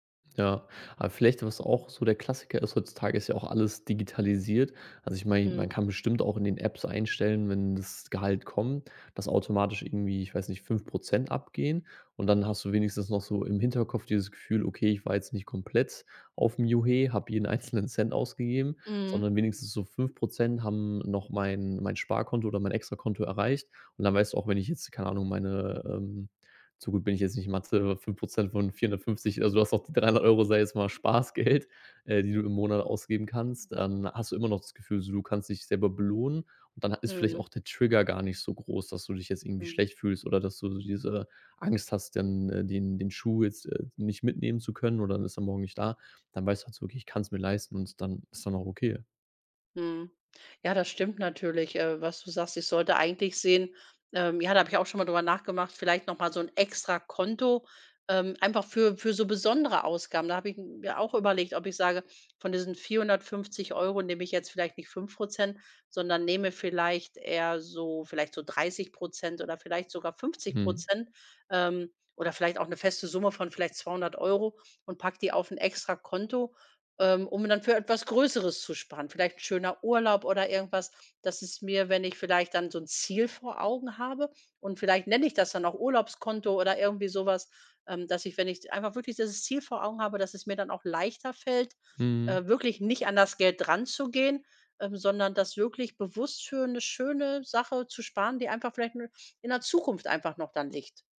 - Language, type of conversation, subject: German, advice, Warum habe ich seit meiner Gehaltserhöhung weniger Lust zu sparen und gebe mehr Geld aus?
- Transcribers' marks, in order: laughing while speaking: "Spaßgeld"; in English: "Trigger"